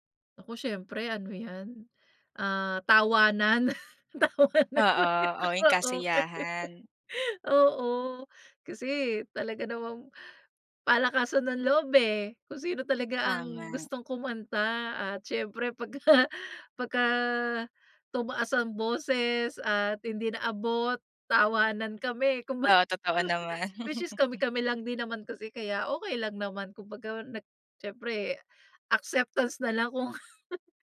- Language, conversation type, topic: Filipino, podcast, Ano ang naging papel ng karaoke sa mga pagtitipon ng pamilya noon?
- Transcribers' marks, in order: laughing while speaking: "tawanan. Oo, okey"; laughing while speaking: "pagka"; laughing while speaking: "kumbaga"; chuckle; chuckle; laughing while speaking: "kung"; chuckle